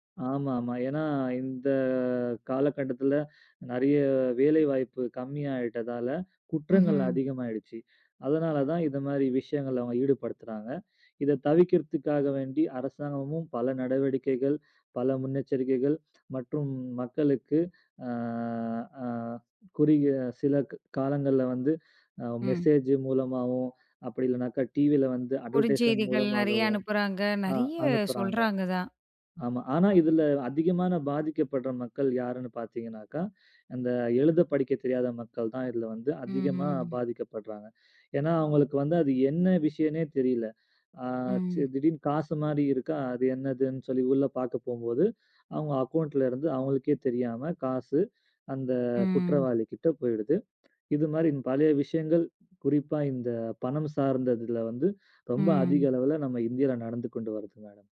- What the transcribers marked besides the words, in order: "தவிர்க்கறதுக்காக" said as "தவிக்கற்துக்காக"; drawn out: "அ"; in English: "அட்வெர்டைஸ்மென்ட்"; in English: "அக்கௌன்ட்ல"
- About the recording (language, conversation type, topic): Tamil, podcast, இணையத்தில் ஏற்படும் சண்டைகளை நீங்கள் எப்படிச் சமாளிப்பீர்கள்?